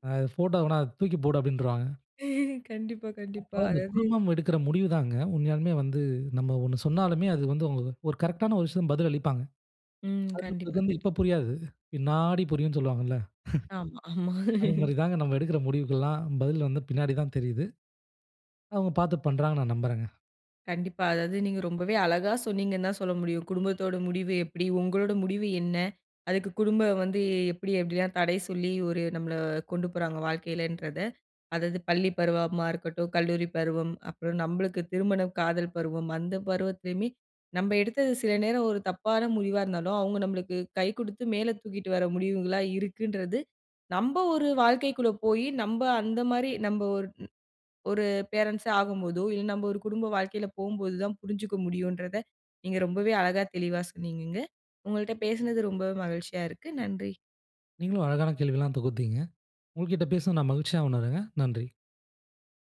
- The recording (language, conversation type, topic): Tamil, podcast, குடும்பம் உங்கள் முடிவுக்கு எப்படி பதிலளித்தது?
- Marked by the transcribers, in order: chuckle; drawn out: "பின்னாடி"; chuckle; laughing while speaking: "ஆமா"; horn